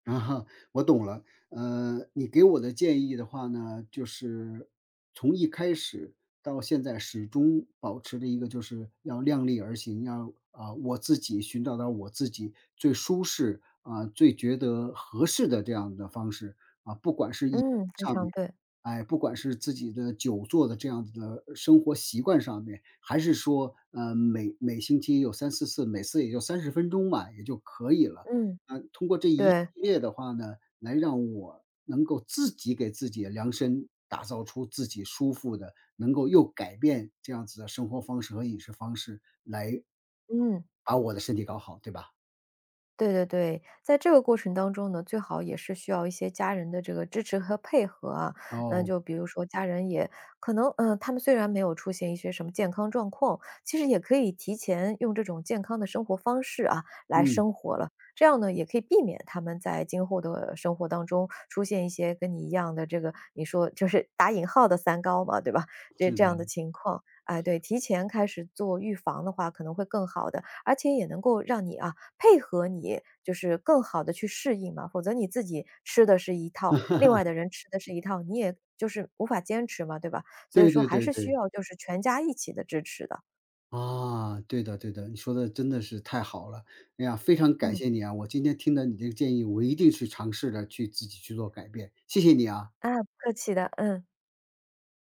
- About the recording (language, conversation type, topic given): Chinese, advice, 体检或健康诊断后，你需要改变哪些日常习惯？
- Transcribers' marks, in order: chuckle; other background noise; laugh